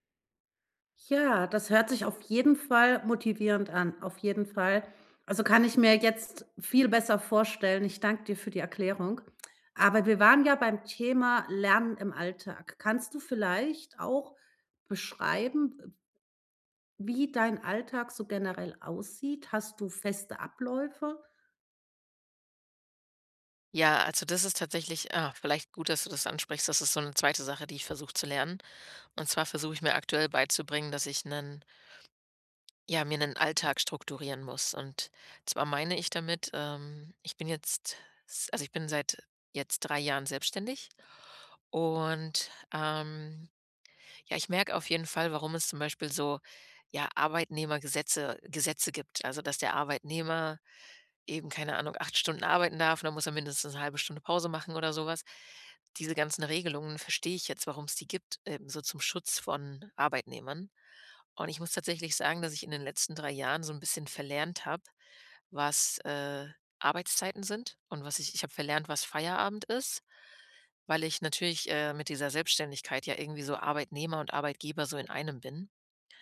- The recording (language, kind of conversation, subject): German, podcast, Wie planst du Zeit fürs Lernen neben Arbeit und Alltag?
- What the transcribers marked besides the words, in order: none